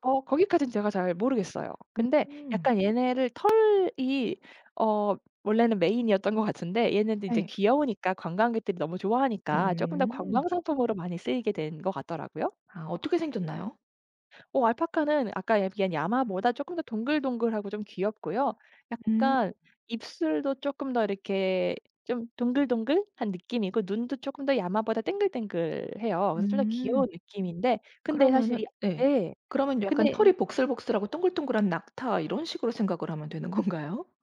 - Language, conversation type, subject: Korean, podcast, 여행지에서 먹어본 인상적인 음식은 무엇인가요?
- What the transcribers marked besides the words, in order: tapping; other background noise; laughing while speaking: "건가요?"